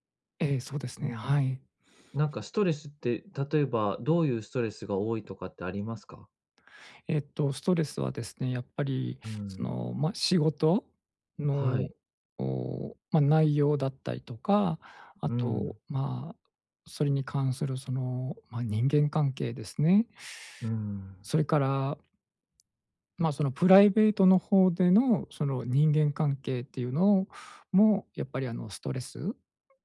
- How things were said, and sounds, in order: tapping
- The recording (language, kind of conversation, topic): Japanese, advice, ストレスが強いとき、不健康な対処をやめて健康的な行動に置き換えるにはどうすればいいですか？